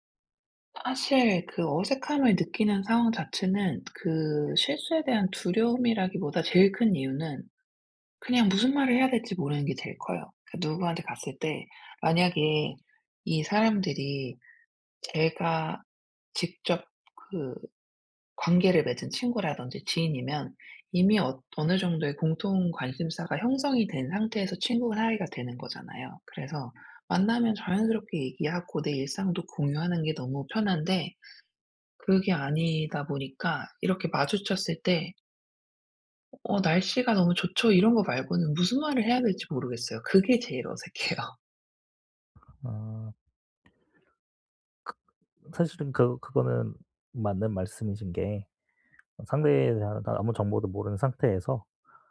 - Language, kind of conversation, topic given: Korean, advice, 파티나 모임에서 어색함을 자주 느끼는데 어떻게 하면 자연스럽게 어울릴 수 있을까요?
- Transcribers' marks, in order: tapping; other background noise; laughing while speaking: "어색해요"